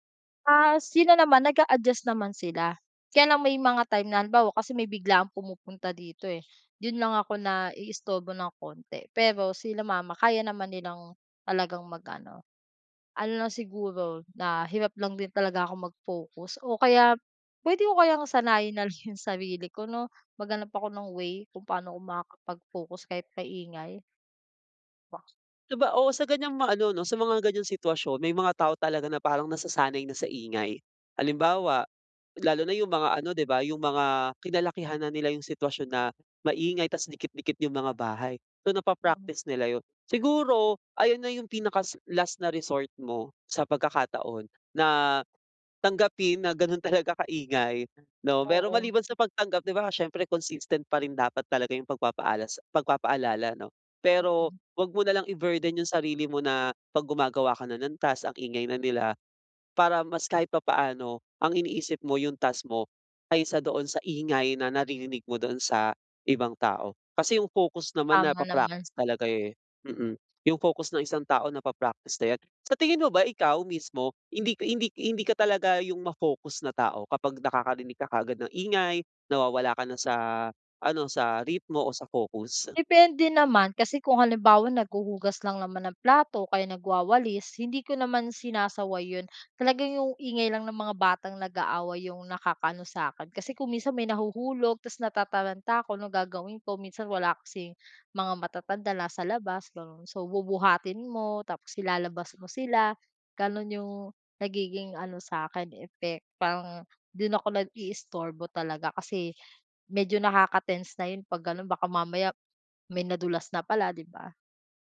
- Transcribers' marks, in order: laughing while speaking: "nalang"; laughing while speaking: "talaga"
- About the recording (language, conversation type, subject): Filipino, advice, Paano ako makakapagpokus sa bahay kung maingay at madalas akong naaabala ng mga kaanak?